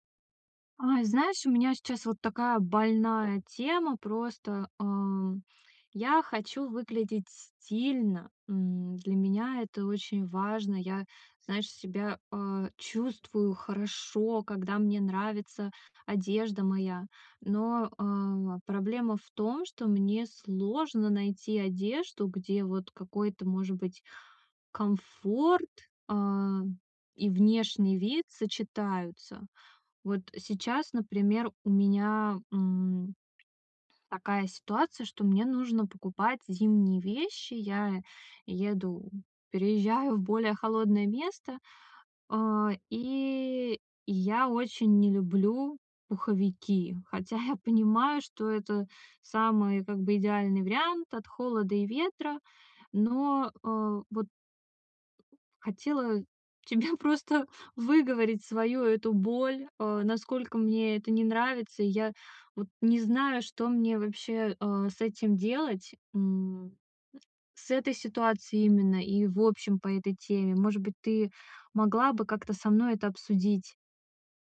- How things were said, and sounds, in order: laughing while speaking: "я"; laughing while speaking: "тебе"
- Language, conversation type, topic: Russian, advice, Как найти одежду, которая будет одновременно удобной и стильной?